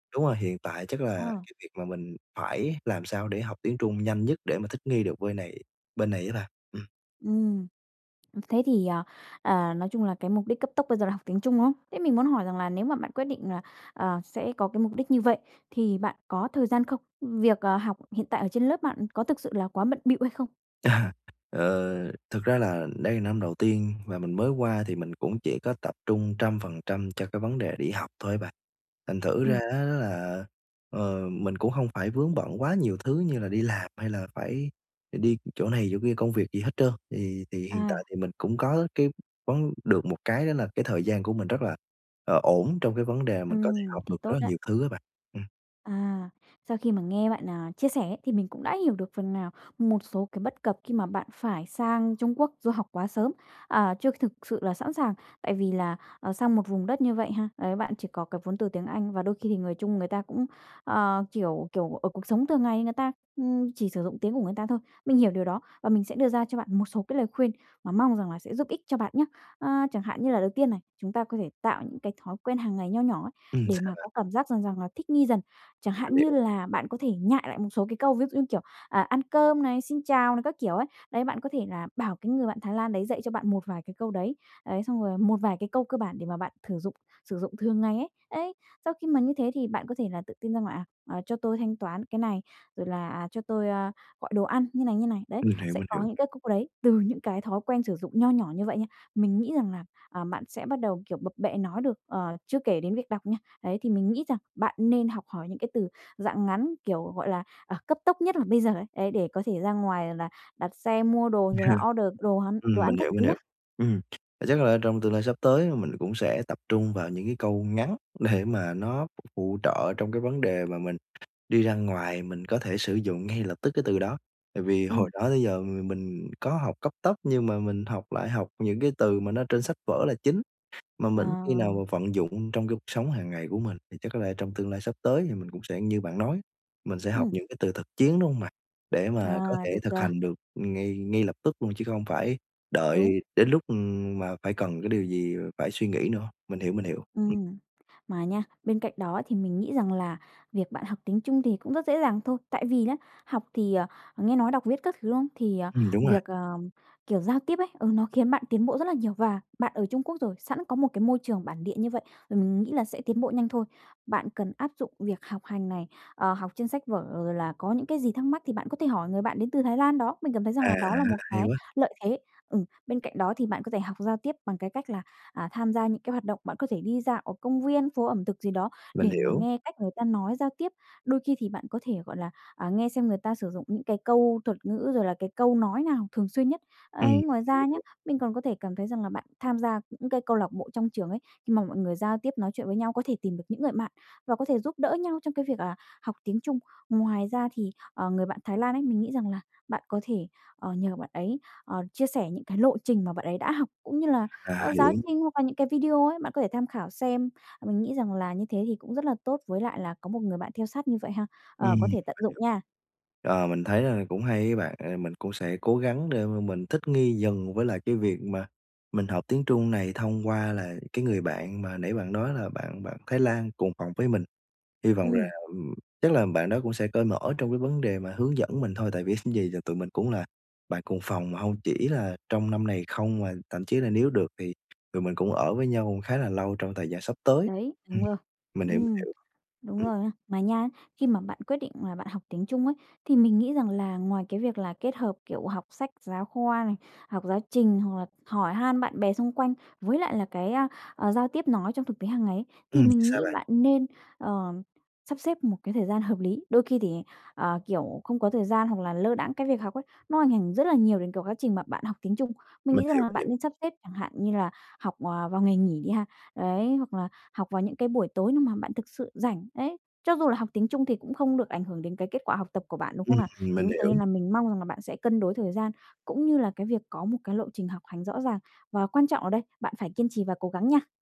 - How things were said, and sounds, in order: other background noise; tapping; laughing while speaking: "À"; chuckle
- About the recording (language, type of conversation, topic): Vietnamese, advice, Làm thế nào để tôi thích nghi nhanh chóng ở nơi mới?
- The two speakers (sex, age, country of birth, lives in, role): female, 20-24, Vietnam, Vietnam, advisor; male, 20-24, Vietnam, Vietnam, user